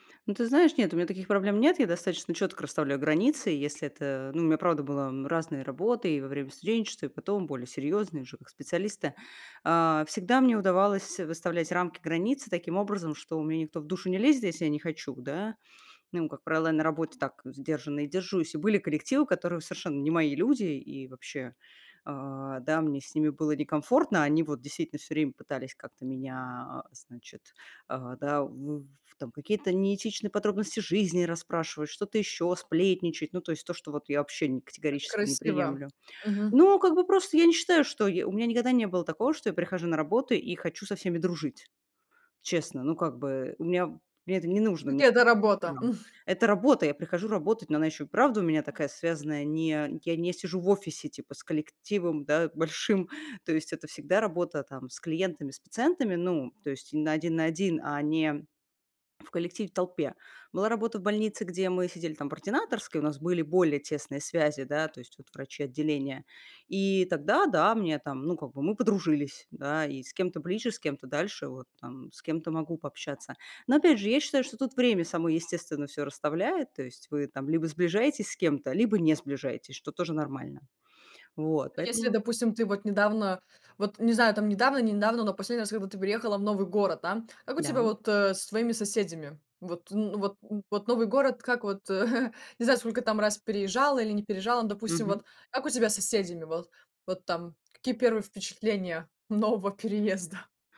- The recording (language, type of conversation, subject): Russian, podcast, Как вы заводите друзей в новом городе или на новом месте работы?
- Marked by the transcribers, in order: chuckle; other background noise; chuckle; laughing while speaking: "нового переезда?"